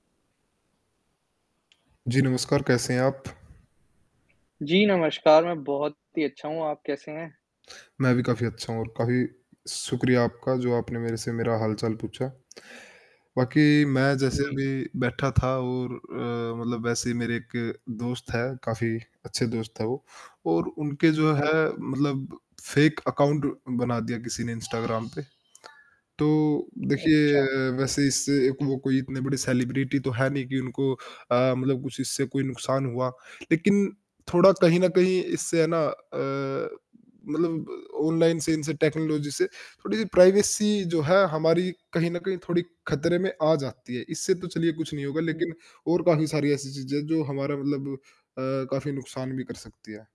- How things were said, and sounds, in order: static; other background noise; distorted speech; in English: "फेक अकाउंट"; background speech; in English: "सेलिब्रिटी"; in English: "टेक्नोलॉज़ी"; in English: "प्राइवेसी"; tapping
- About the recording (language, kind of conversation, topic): Hindi, unstructured, क्या तकनीक से हमारी निजता खतरे में है?